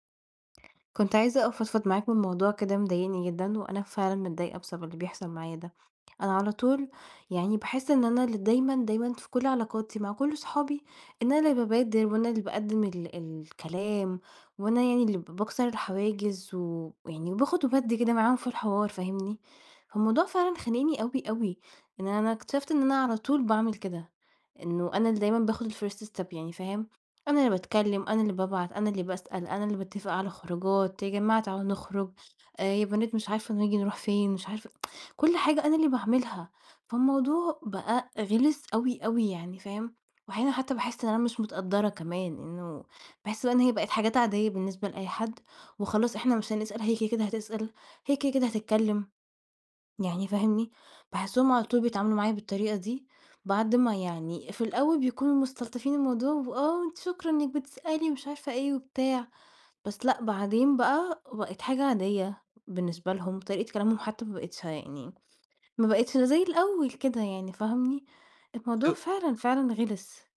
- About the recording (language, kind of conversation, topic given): Arabic, advice, إزاي أتعامل مع إحساسي إني دايمًا أنا اللي ببدأ الاتصال في صداقتنا؟
- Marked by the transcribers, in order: in English: "الfirst step"; tsk